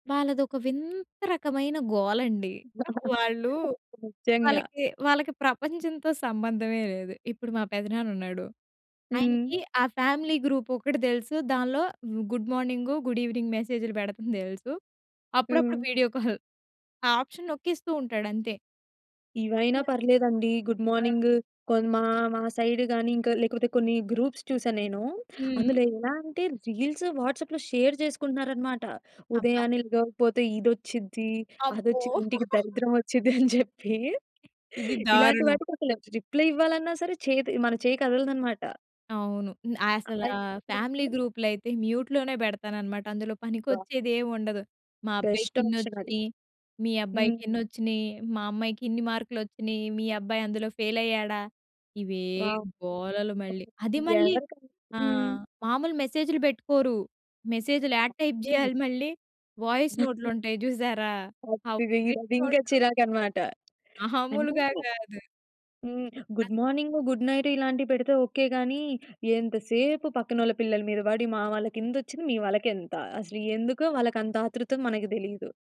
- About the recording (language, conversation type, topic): Telugu, podcast, సందేశాలకు ఎంత వేగంగా స్పందించాలి అన్న విషయంలో మీ నియమాలు ఏమిటి?
- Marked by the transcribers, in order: tapping; giggle; in English: "ఫ్యామిలీ"; in English: "గుడ్ ఈవెనింగ్"; in English: "వీడియో కాల్"; in English: "ఆప్షన్"; in English: "సైడ్"; in English: "గ్రూప్స్"; in English: "రీల్స్, వాట్సాప్‌లో షేర్"; chuckle; other background noise; giggle; in English: "రిప్లై"; in English: "ఫ్యామిలీ"; in English: "మ్యూట్"; in English: "బెస్ట్"; in English: "వావ్!"; in English: "ఫెయిల్"; in English: "టైప్"; in English: "వాయిస్"; other noise; in English: "వాయిస్"; in English: "గుడ్ మార్నింగ్, గుడ్ నైట్"